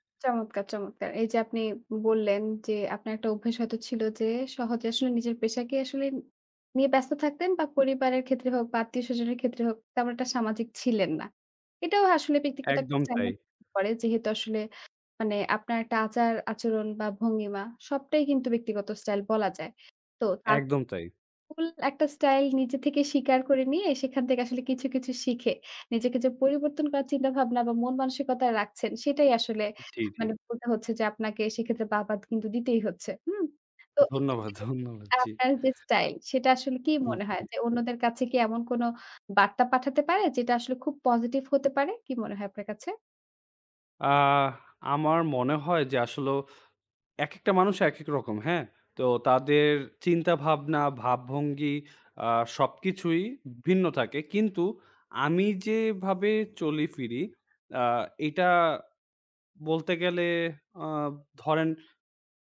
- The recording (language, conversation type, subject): Bengali, podcast, কোন অভিজ্ঞতা তোমার ব্যক্তিগত স্টাইল গড়তে সবচেয়ে বড় ভূমিকা রেখেছে?
- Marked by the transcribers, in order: other background noise; laughing while speaking: "ধন্যবাদ, ধন্যবাদ জি"; tapping